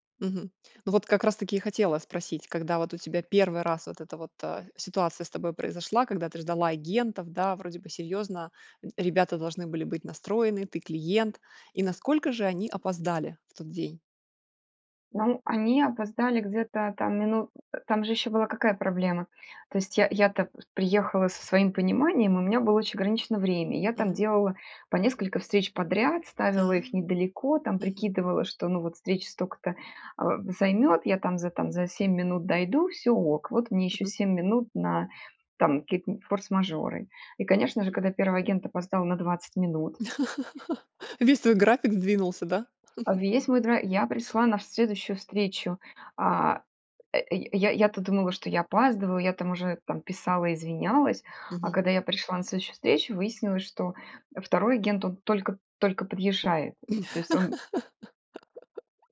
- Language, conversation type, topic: Russian, podcast, Когда вы впервые почувствовали культурную разницу?
- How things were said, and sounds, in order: chuckle; chuckle; laugh